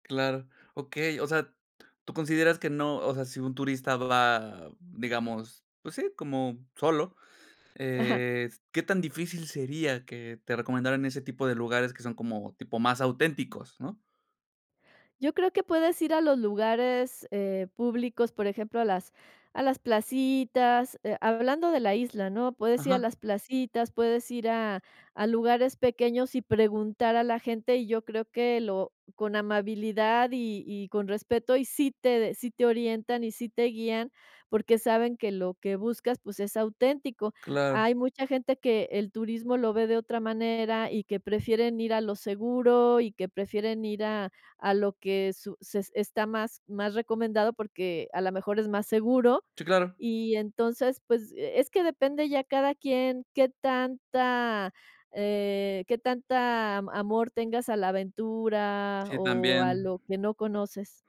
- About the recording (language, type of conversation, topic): Spanish, podcast, ¿Alguna vez te han recomendado algo que solo conocen los locales?
- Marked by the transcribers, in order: none